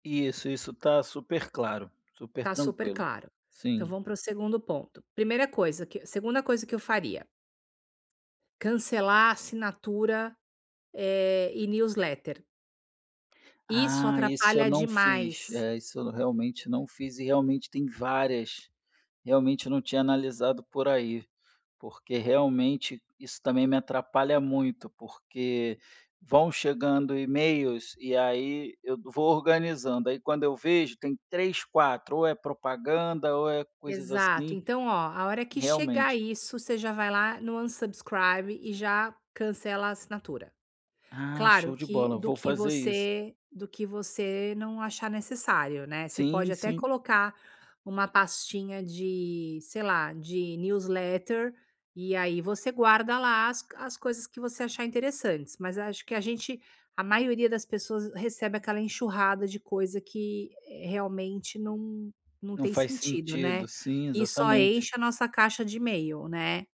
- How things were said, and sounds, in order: in English: "newsletter"; in English: "unsubscribe"; in English: "newsletter"
- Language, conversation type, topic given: Portuguese, advice, Como posso organizar melhor meus arquivos digitais e e-mails?